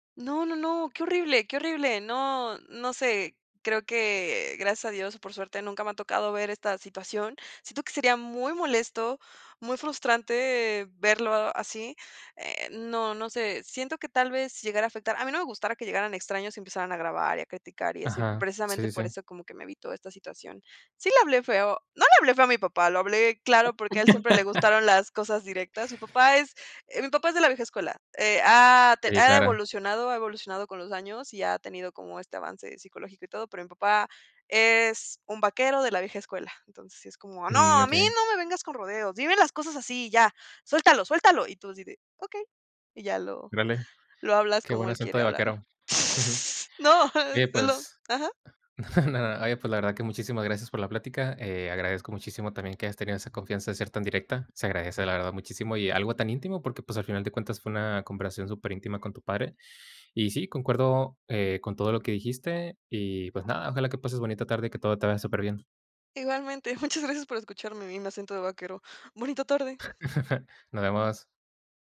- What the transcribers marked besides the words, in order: other background noise; laugh; other noise; laugh
- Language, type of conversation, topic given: Spanish, podcast, ¿Cómo combinas la tradición cultural con las tendencias actuales?